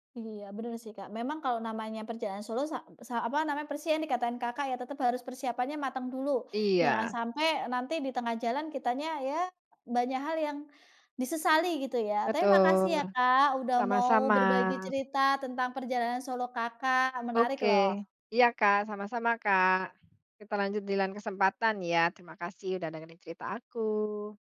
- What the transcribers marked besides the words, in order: "persis" said as "persien"; tapping; dog barking
- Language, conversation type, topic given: Indonesian, podcast, Apa pelajaran terpenting yang kamu dapat dari perjalanan solo?